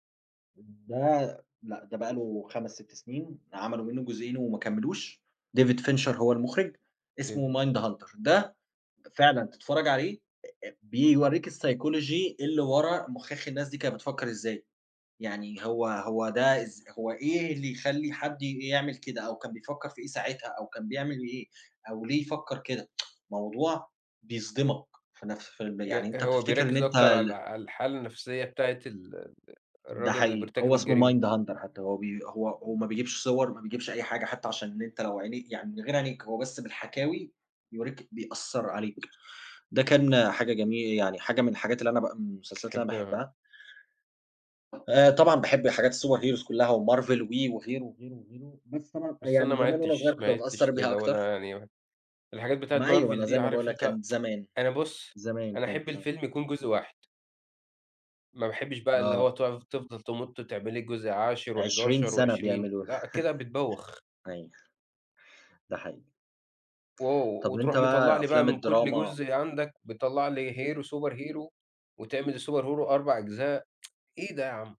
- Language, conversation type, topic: Arabic, unstructured, إزاي قصص الأفلام بتأثر على مشاعرك؟
- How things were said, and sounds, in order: in English: "الPsychology"; tsk; other background noise; in English: "الsuperheroes"; tsk; chuckle; in English: "hero، superhero"; tapping; in English: "الsuperhero"; tsk